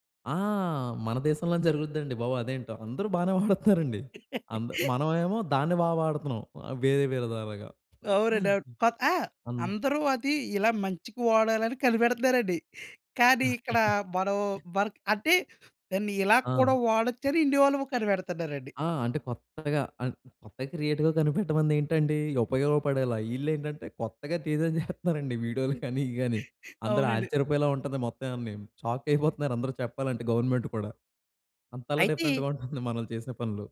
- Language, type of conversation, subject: Telugu, podcast, స్క్రీన్ టైమ్‌కు కుటుంబ రూల్స్ ఎలా పెట్టాలి?
- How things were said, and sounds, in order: laugh; other noise; chuckle; in English: "వర్క్"; other background noise; in English: "క్రియేటివ్‌గా"; in English: "టీ‌జే"; laughing while speaking: "అవునండి"; in English: "గవర్నమెంట్"; in English: "డిఫరెంట్‌గా"; "అయితే" said as "అయితీ"